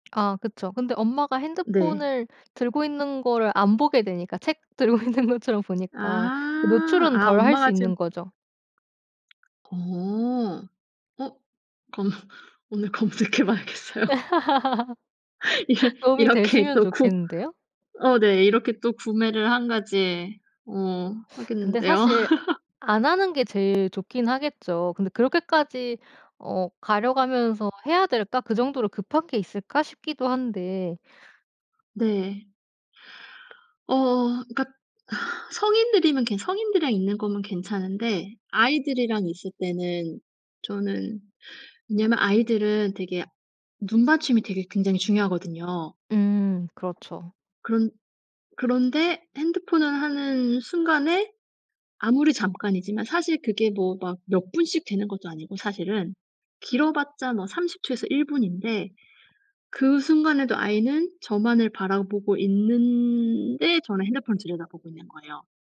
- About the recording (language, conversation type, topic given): Korean, podcast, 휴대폰 없이도 잘 집중할 수 있나요?
- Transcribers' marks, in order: laughing while speaking: "들고 있는 것처럼"; other background noise; laughing while speaking: "그러면 오늘 검색해 봐야겠어요"; laugh; tapping; laugh; teeth sucking; laugh; sigh